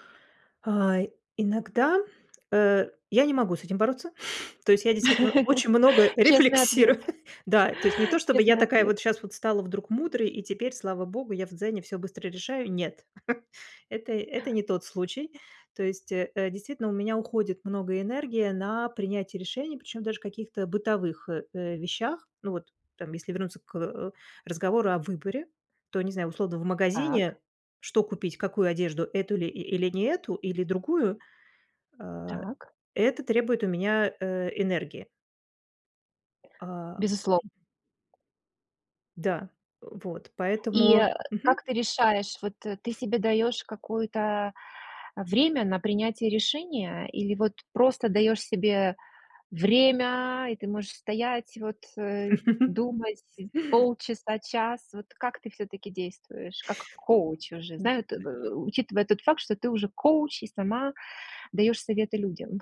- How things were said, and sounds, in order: other background noise; chuckle; laugh; laughing while speaking: "рефлексирую"; chuckle; tapping; chuckle; grunt; background speech
- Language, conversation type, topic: Russian, podcast, Что помогает не сожалеть о сделанном выборе?